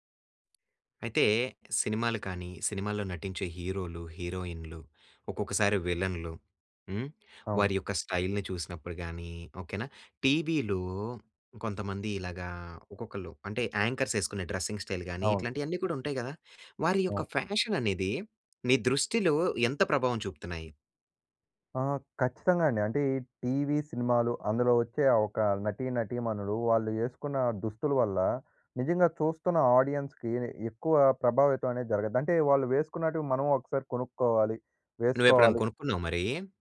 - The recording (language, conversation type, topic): Telugu, podcast, సినిమాలు, టీవీ కార్యక్రమాలు ప్రజల ఫ్యాషన్‌పై ఎంతవరకు ప్రభావం చూపుతున్నాయి?
- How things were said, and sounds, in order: in English: "స్టైల్‌ని"; in English: "యాంకర్స్"; in English: "డ్రెసింగ్ స్టైల్"; in English: "ఫ్యాషన్"; in English: "ఆడియన్స్‌కి"